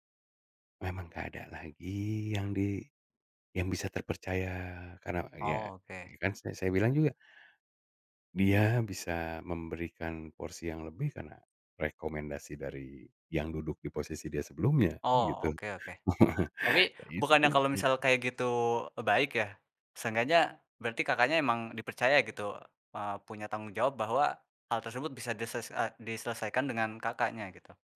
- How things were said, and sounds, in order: tapping; chuckle
- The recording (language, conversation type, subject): Indonesian, podcast, Bagaimana kamu menjaga kesehatan mental saat masalah datang?
- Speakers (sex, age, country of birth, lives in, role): male, 20-24, Indonesia, Indonesia, host; male, 40-44, Indonesia, Indonesia, guest